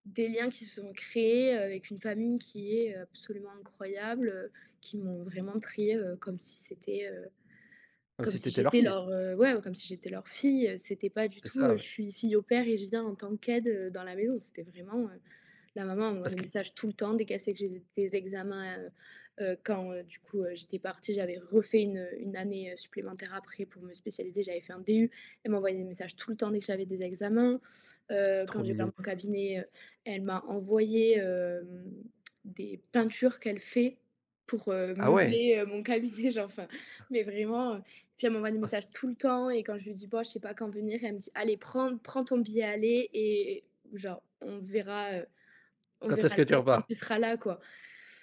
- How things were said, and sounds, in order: stressed: "fille"; stressed: "fille"; other background noise; stressed: "refait"; tapping; stressed: "DU"; stressed: "tout le temps"; stressed: "peintures"; laughing while speaking: "cabinet"; stressed: "tout le temps"
- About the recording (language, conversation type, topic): French, podcast, Peux-tu me parler d’une rencontre inoubliable que tu as faite en voyage ?